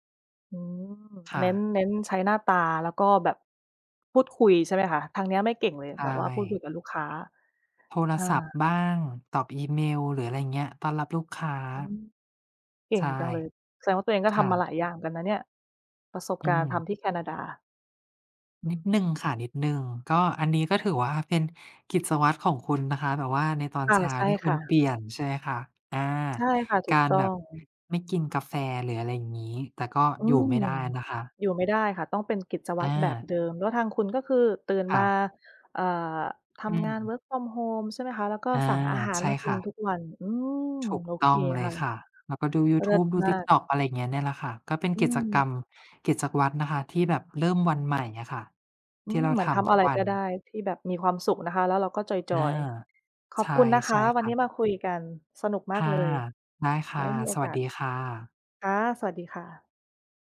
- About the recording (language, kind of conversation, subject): Thai, unstructured, คุณเริ่มต้นวันใหม่ด้วยกิจวัตรอะไรบ้าง?
- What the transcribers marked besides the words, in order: tapping; in English: "work from home"